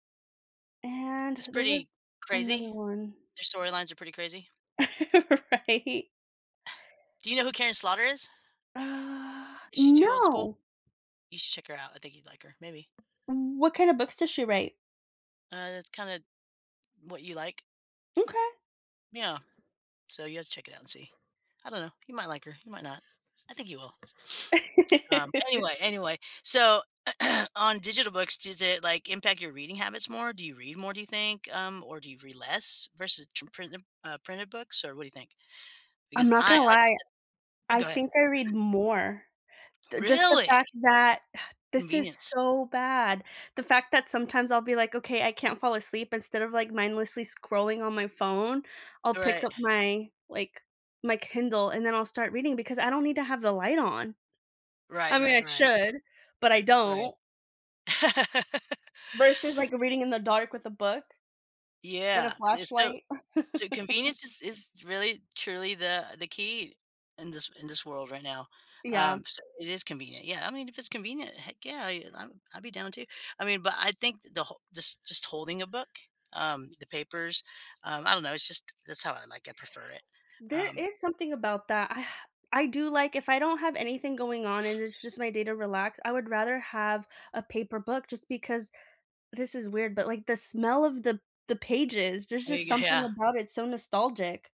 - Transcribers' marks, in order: other background noise; laughing while speaking: "Right?"; drawn out: "Uh"; tapping; laugh; throat clearing; throat clearing; surprised: "Really?"; exhale; laugh; chuckle; sigh; unintelligible speech; laughing while speaking: "yeah"
- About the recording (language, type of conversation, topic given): English, unstructured, How has technology changed the way we experience reading?
- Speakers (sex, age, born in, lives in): female, 30-34, Mexico, United States; female, 45-49, United States, United States